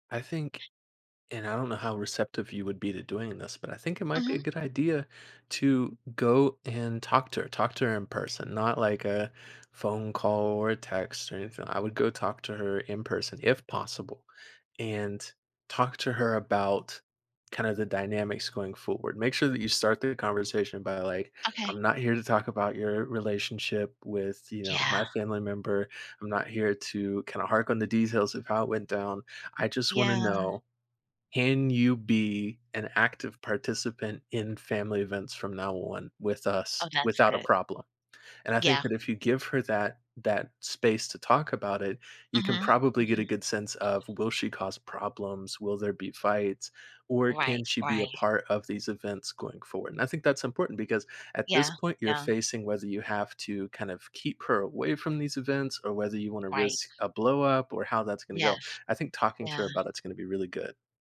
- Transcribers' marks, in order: other background noise
- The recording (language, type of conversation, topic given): English, advice, How do I repair a close friendship after a misunderstanding?